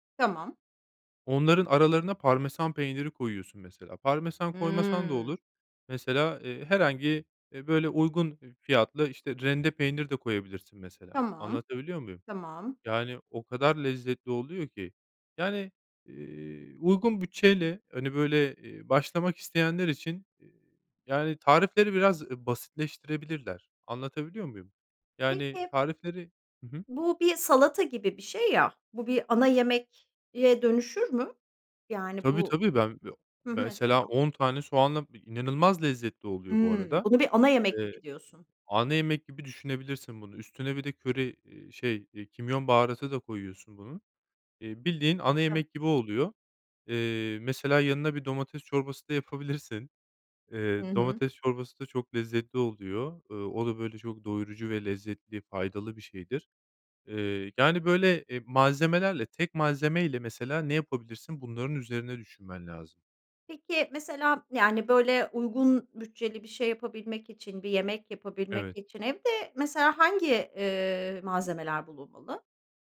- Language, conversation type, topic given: Turkish, podcast, Uygun bütçeyle lezzetli yemekler nasıl hazırlanır?
- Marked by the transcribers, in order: other background noise